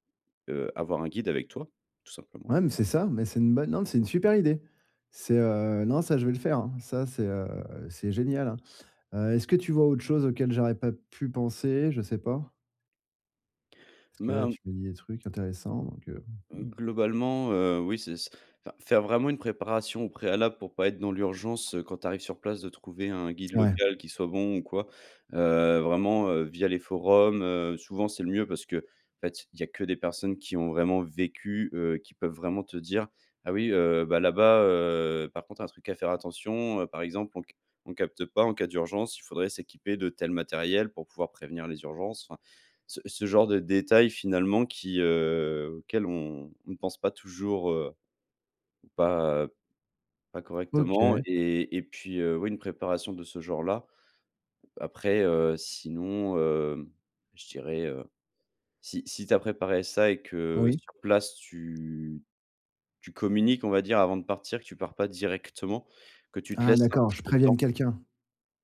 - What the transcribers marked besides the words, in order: tapping; stressed: "vécu"; other background noise
- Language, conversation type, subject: French, advice, Comment puis-je explorer des lieux inconnus malgré ma peur ?